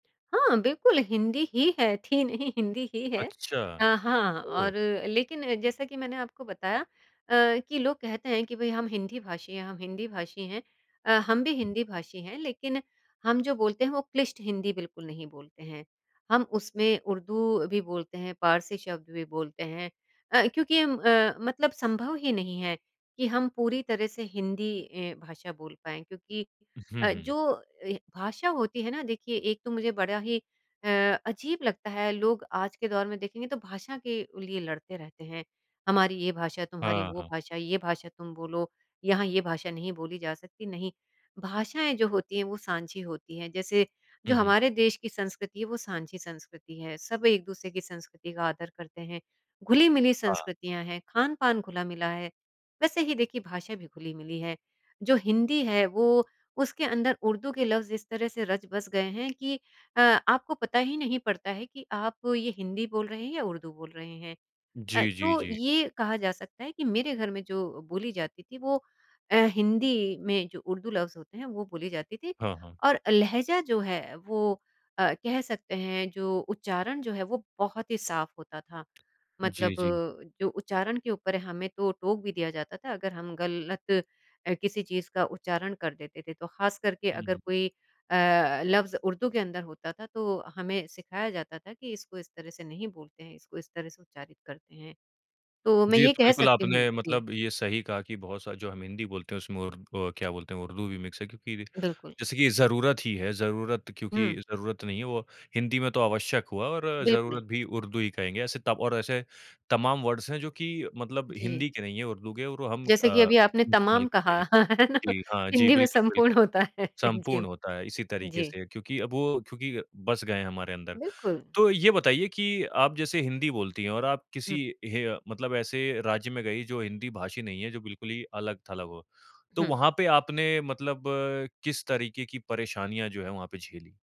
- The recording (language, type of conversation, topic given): Hindi, podcast, भाषा ने आपकी पहचान को कैसे प्रभावित किया है?
- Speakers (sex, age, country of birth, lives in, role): female, 50-54, India, India, guest; male, 25-29, India, India, host
- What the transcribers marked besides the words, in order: tapping; in English: "मिक्स"; in English: "वर्ड्स"; chuckle; laughing while speaking: "है ना? हिंदी में संपूर्ण होता है"